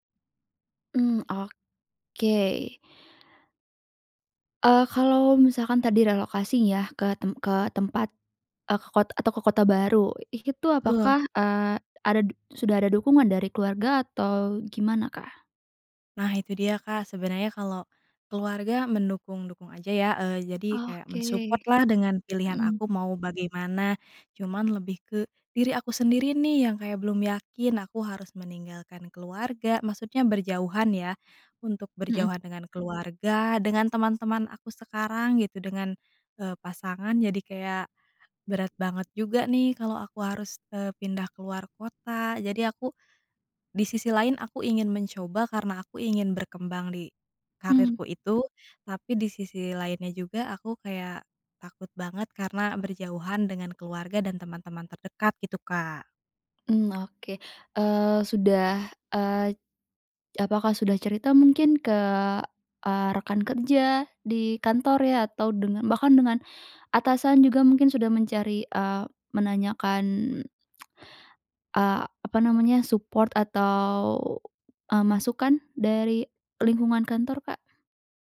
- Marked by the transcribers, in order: "relokasi" said as "relokasing"; "ya" said as "yah"; "Betul" said as "tul"; in English: "men-support"; other background noise; lip smack; in English: "support"
- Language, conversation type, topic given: Indonesian, advice, Haruskah saya menerima promosi dengan tanggung jawab besar atau tetap di posisi yang nyaman?